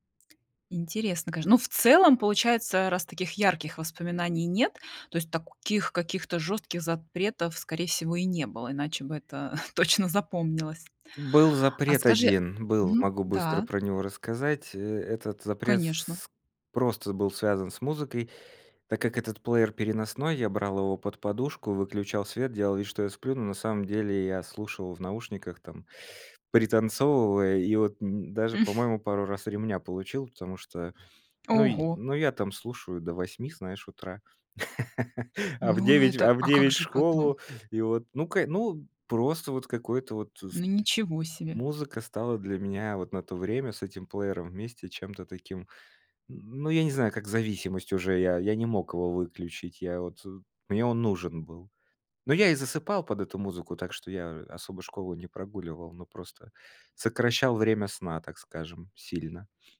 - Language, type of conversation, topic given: Russian, podcast, Что ты помнишь о первом музыкальном носителе — кассете или CD?
- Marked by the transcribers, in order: tapping; chuckle; other noise; laugh; sniff